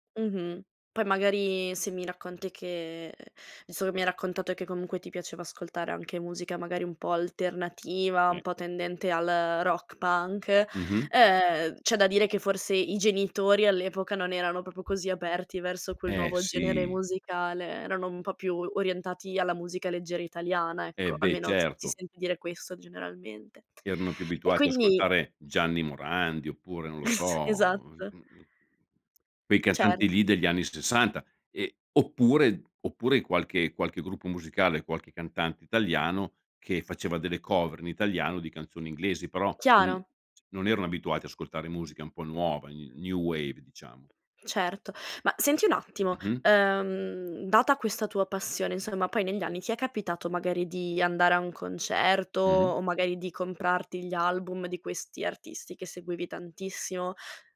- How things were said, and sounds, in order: "proprio" said as "popio"; tapping; chuckle; tsk; in English: "new new wave"; other background noise
- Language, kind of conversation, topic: Italian, podcast, Chi ti ha influenzato musicalmente da piccolo?